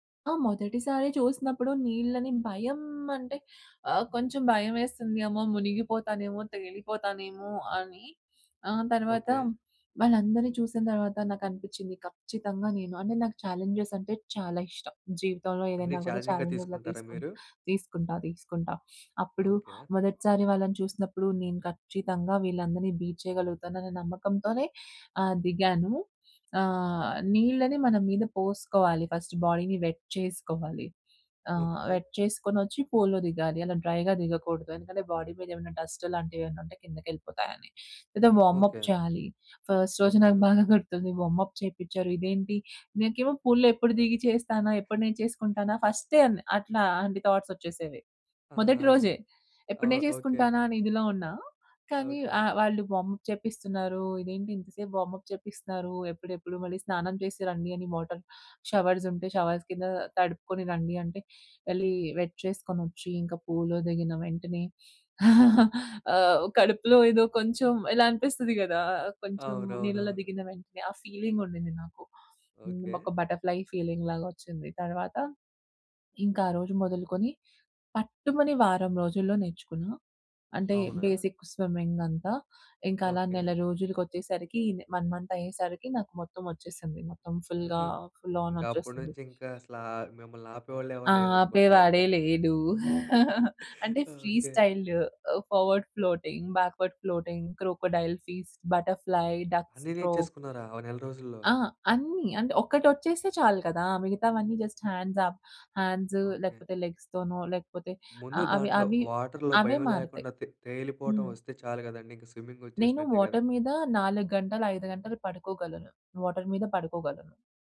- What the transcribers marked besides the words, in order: in English: "ఛాలెంజెస్"; in English: "ఛాలెంజెస్‌లా"; in English: "ఛాలెంజింగ్‌గా"; in English: "బీట్"; in English: "ఫస్ట్ బాడీని వెట్"; in English: "వెట్"; in English: "పూల్‌లో"; in English: "డ్రైగా"; in English: "బాడీ"; in English: "డస్ట్"; in English: "వార్మప్"; in English: "ఫస్ట్"; in English: "వార్మప్"; in English: "పూల్‌లో"; in English: "థాట్స్"; in English: "వార్మప్"; in English: "వార్మప్"; in English: "వాటర్ షవర్స్"; in English: "షవర్స్"; in English: "వెట్"; in English: "పూల్‌లో"; sniff; laughing while speaking: "ఆహ్, కడుపులో ఏదో కొంచెం ఇలా అనిపిస్తది కదా!"; in English: "ఫీలింగ్"; in English: "బటర్‌ఫ్లై ఫీలింగ్"; other background noise; in English: "బేసిక్ స్విమ్మింగ్"; in English: "వన్ మంత్"; in English: "ఫుల్‌గా, ఫుల్ ఆన్"; chuckle; in English: "ఫ్రీ స్టైల్, ఫార్‌వర్డ్ ఫ్లోటింగ్, బాక్‌వర్డ్ ఫ్లోటింగ్, క్రొకోడైల్ ఫీస్ట్, బటర్‌ఫ్లై, డక్ స్ట్రోక్"; chuckle; in English: "జస్ట్ హ్యాండ్స్ అప్, హ్యాండ్స్"; in English: "లెగ్స్"; in English: "వాటర్‌లో"; in English: "స్విమ్మింగ్"; in English: "వాటర్"; in English: "వాటర్"
- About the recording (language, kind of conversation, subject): Telugu, podcast, మీకు ఆనందం కలిగించే హాబీ గురించి చెప్పగలరా?